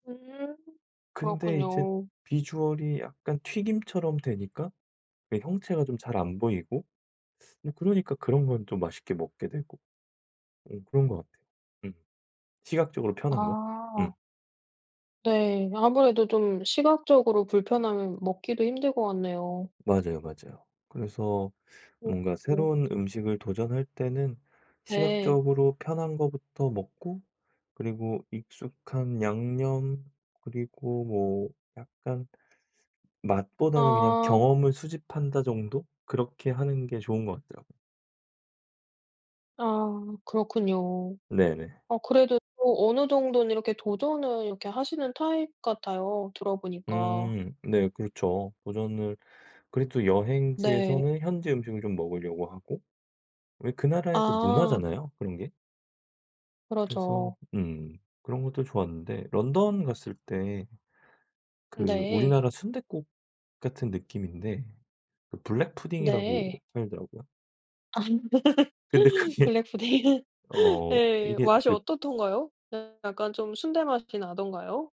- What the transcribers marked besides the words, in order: other background noise; tapping; unintelligible speech; laughing while speaking: "아 블랙 푸딩"; laugh; laughing while speaking: "그게"
- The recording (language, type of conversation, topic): Korean, podcast, 한 번도 먹어보지 못한 음식에 어떻게 도전하시나요?